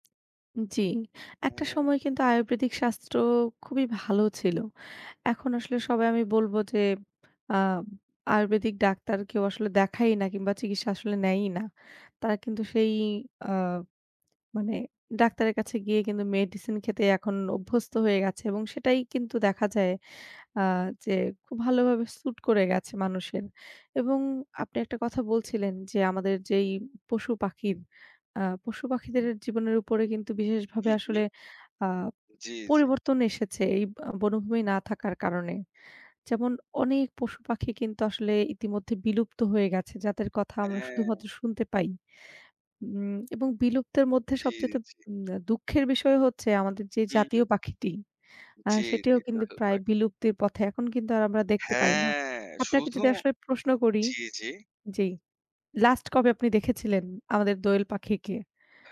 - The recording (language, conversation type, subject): Bengali, unstructured, আপনার মতে বনভূমি সংরক্ষণ আমাদের জন্য কেন জরুরি?
- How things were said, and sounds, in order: tapping